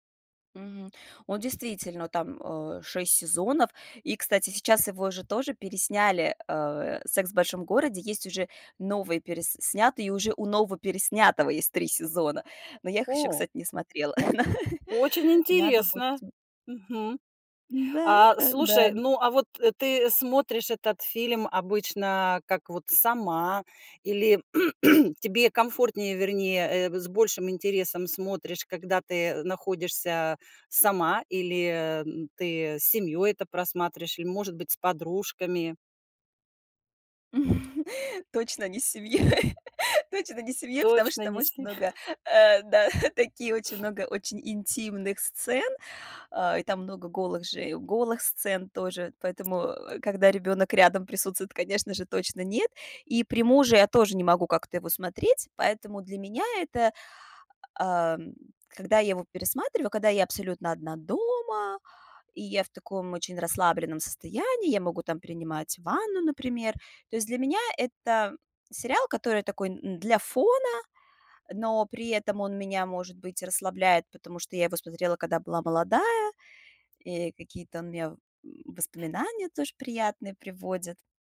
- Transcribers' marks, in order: tapping; chuckle; throat clearing; chuckle; laughing while speaking: "семья"; laughing while speaking: "ни"
- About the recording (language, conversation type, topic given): Russian, podcast, Какой сериал вы могли бы пересматривать бесконечно?